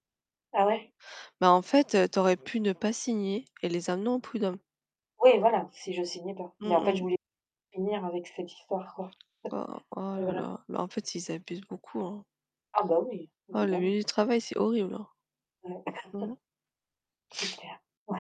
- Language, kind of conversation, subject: French, unstructured, Préféreriez-vous un emploi peu rémunéré mais qui vous laisse du temps libre, ou un emploi très bien rémunéré mais qui vous prend tout votre temps ?
- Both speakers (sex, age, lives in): female, 35-39, France; female, 35-39, France
- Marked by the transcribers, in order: background speech; distorted speech; chuckle; unintelligible speech; tapping; chuckle